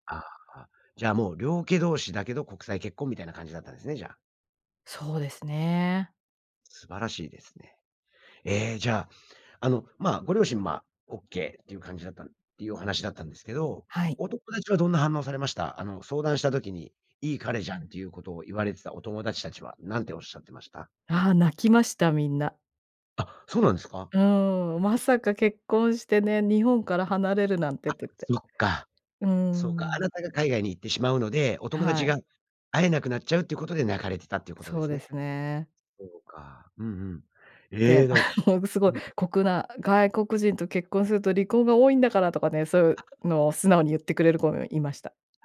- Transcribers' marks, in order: other background noise; laugh
- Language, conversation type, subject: Japanese, podcast, 結婚や同棲を決めるとき、何を基準に判断しましたか？